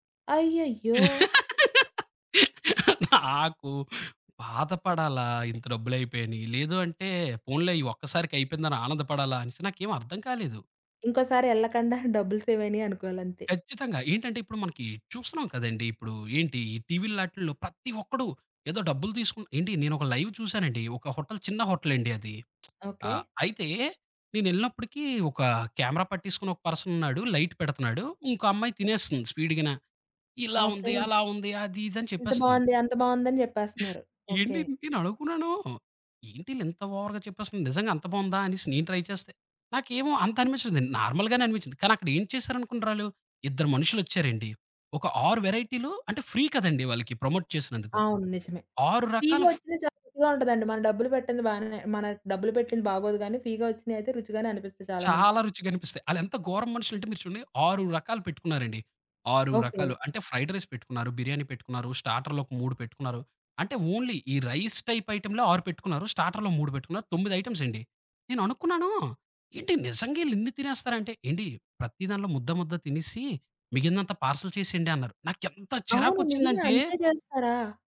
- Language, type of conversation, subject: Telugu, podcast, స్థానిక ఆహారం తింటూ మీరు తెలుసుకున్న ముఖ్యమైన పాఠం ఏమిటి?
- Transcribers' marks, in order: laugh; in English: "లైవ్"; lip smack; in English: "కెమెరా"; in English: "లైట్"; in English: "స్పీడ్‌గానా"; chuckle; in English: "ఓవర్‌గా"; in English: "ట్రై"; in English: "నార్మల్‌గానే"; in English: "ఫ్రీ"; in English: "ప్రమోట్"; in English: "ఫ్రీగా"; other background noise; in English: "ఫ్రీగా"; in English: "ఫ్రైడ్ రైస్"; in English: "ఓన్లీ"; in English: "రైస్ టైప్"; in English: "పార్సల్"